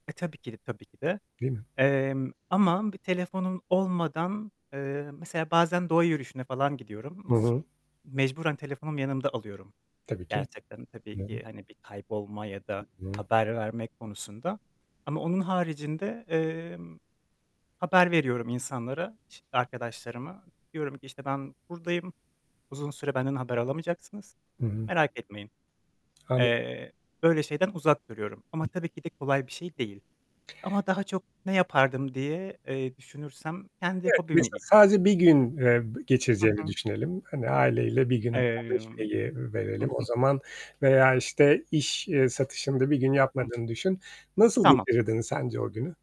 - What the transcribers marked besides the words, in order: static; tapping; other background noise; distorted speech; unintelligible speech
- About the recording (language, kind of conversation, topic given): Turkish, podcast, Telefonsuz bir günü nasıl geçirirdin?